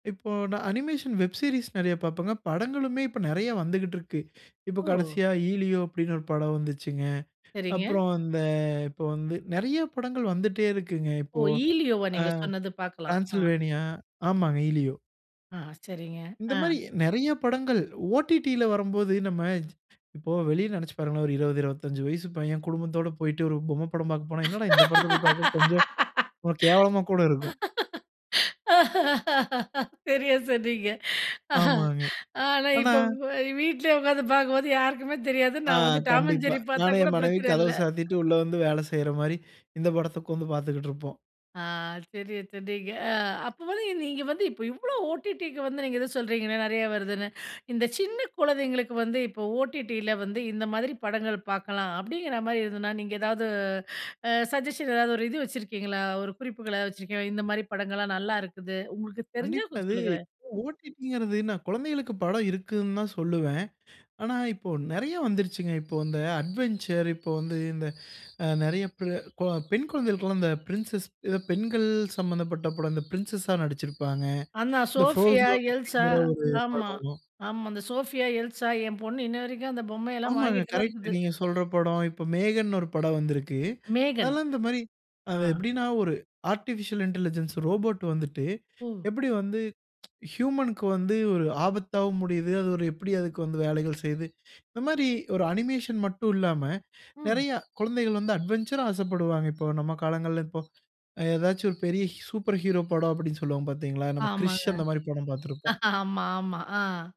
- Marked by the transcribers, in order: laugh; laughing while speaking: "ஆனா, இப்போ வ் வீட்லயே உக்காந்து … கூட பிரச்சனை இல்லை"; in English: "ஆர்டிபிஷியல் இன்டெலிஜென்ஸ்"; in English: "ஹியூமன்"; laugh
- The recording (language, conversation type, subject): Tamil, podcast, OTT தளப் படங்கள், வழக்கமான திரையரங்குப் படங்களுடன் ஒப்பிடும்போது, எந்த விதங்களில் அதிக நன்மை தருகின்றன என்று நீங்கள் நினைக்கிறீர்கள்?